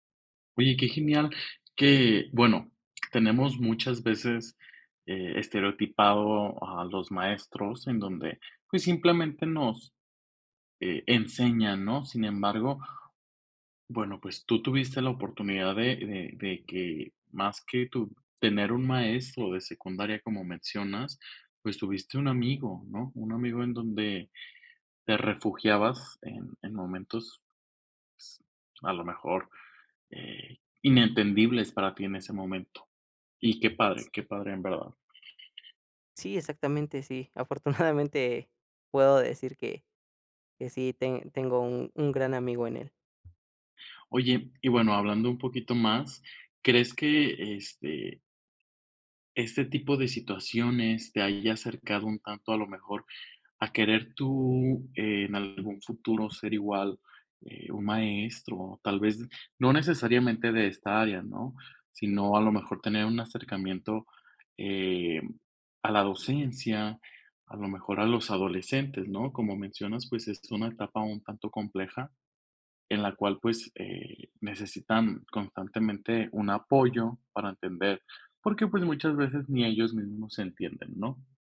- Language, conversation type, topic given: Spanish, podcast, ¿Qué impacto tuvo en tu vida algún profesor que recuerdes?
- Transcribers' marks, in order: other background noise; tapping; chuckle